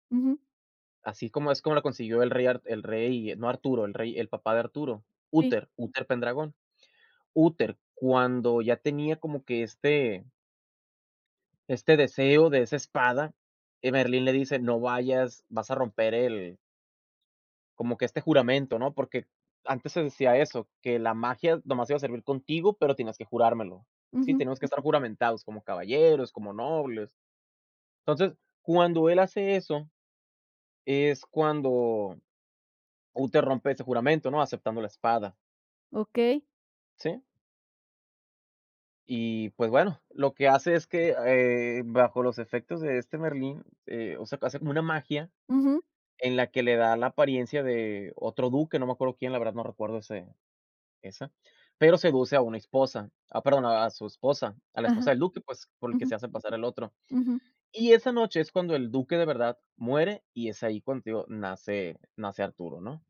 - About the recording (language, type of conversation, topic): Spanish, podcast, ¿Cuál es una película que te marcó y qué la hace especial?
- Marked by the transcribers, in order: none